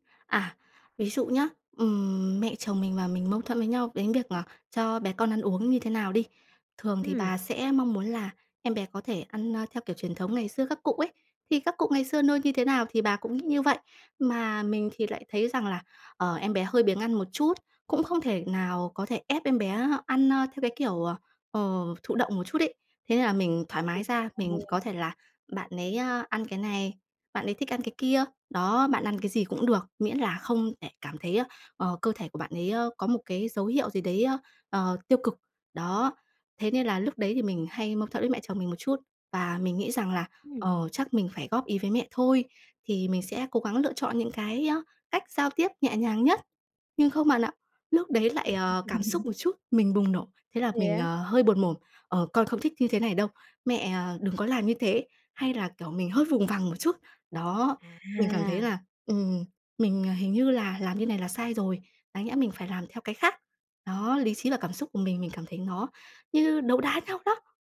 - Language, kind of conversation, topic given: Vietnamese, advice, Làm sao tôi biết liệu mình có nên đảo ngược một quyết định lớn khi lý trí và cảm xúc mâu thuẫn?
- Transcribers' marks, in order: tapping; background speech; laugh